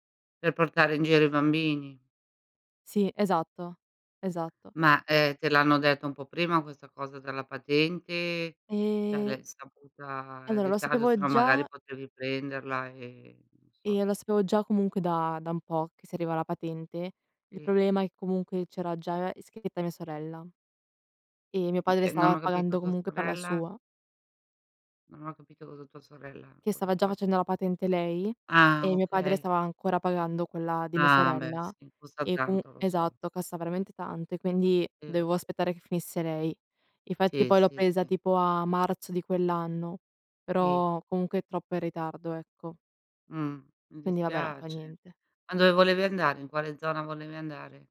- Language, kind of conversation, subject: Italian, unstructured, Qual è il viaggio che avresti voluto fare, ma che non hai mai potuto fare?
- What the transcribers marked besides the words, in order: drawn out: "E"; unintelligible speech